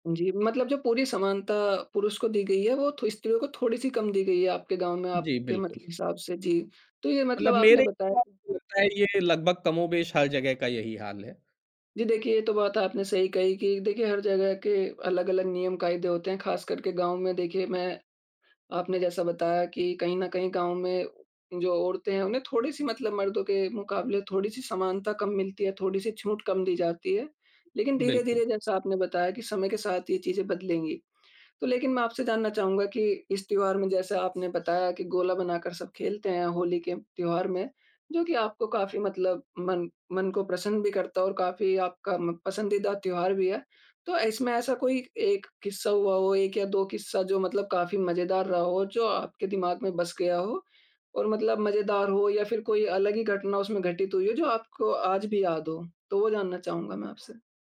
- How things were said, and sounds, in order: none
- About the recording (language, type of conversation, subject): Hindi, podcast, कौन-सा त्योहार आपको सबसे ज़्यादा अपनापन महसूस कराता है?